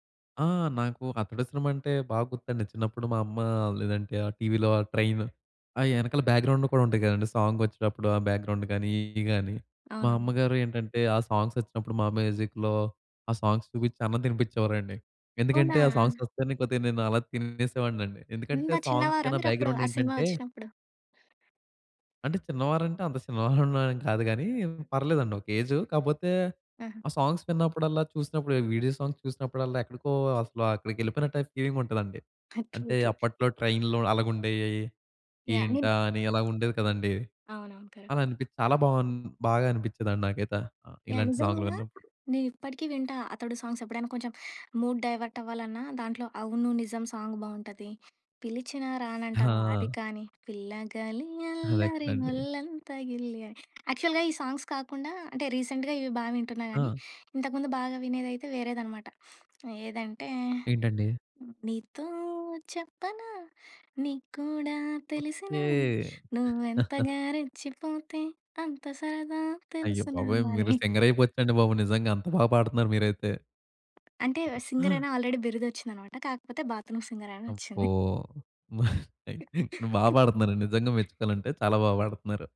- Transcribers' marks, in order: in English: "బ్యాక్‌గ్రౌండ్‌లో"; in English: "బ్యాక్‌గ్రౌండ్"; in English: "మ్యూజిక్‌లో"; in English: "సాంగ్స్"; in English: "సాంగ్స్"; in English: "వీడియో సాంగ్స్"; in English: "ట్రూ ట్రూ"; in English: "ట్రైన్‌లో"; in English: "కరెక్ట్"; in English: "మూడ్ డైవర్ట్"; in English: "సాంగ్"; other background noise; singing: "పిల్లగలి అల్లరి ఒల్లంత గిల్లి"; in English: "యాక్చువల్‌గా"; in English: "సాంగ్స్"; in English: "రీసెంట్‌గా"; sniff; singing: "నీతో చెప్పనా నీకు కూడా తెలిసినా నువ్వు ఎంతగా రెచ్చిపోతే అంత సరదా తెలుసునా"; chuckle; tapping; in English: "ఆల్రెడీ"; in English: "బాత్‌రూమ్"; chuckle; other noise
- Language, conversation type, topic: Telugu, podcast, సినిమా పాటలు మీ సంగీత రుచిపై ఎలా ప్రభావం చూపాయి?